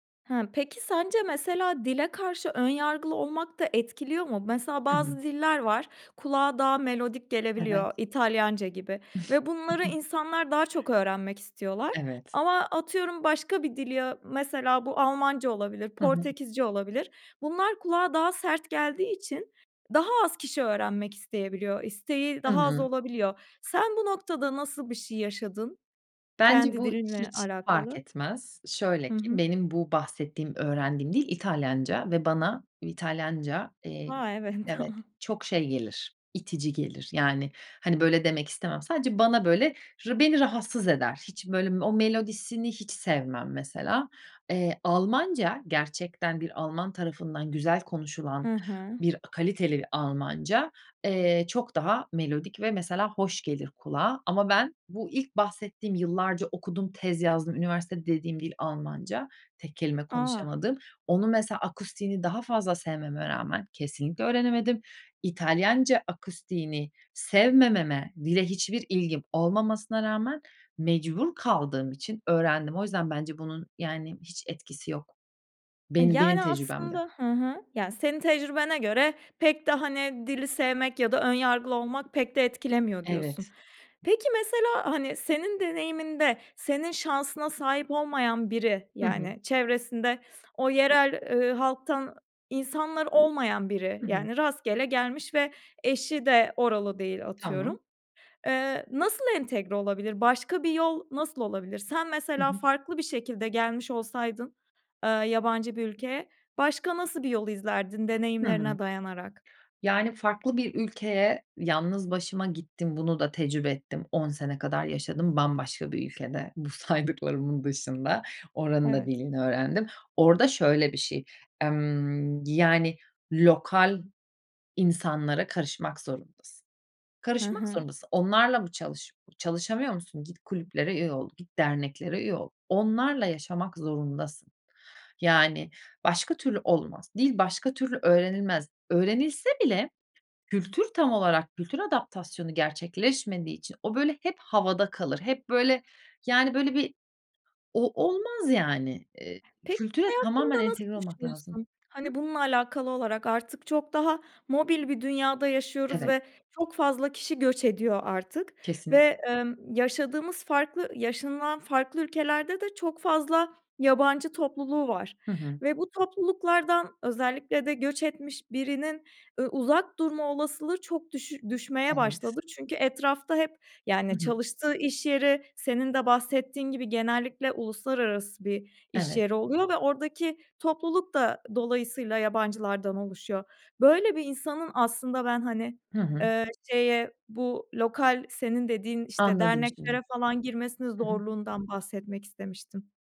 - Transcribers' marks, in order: chuckle; other background noise; chuckle; sniff; laughing while speaking: "saydıklarımın"; unintelligible speech
- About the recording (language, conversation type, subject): Turkish, podcast, Dil bilmeden nasıl iletişim kurabiliriz?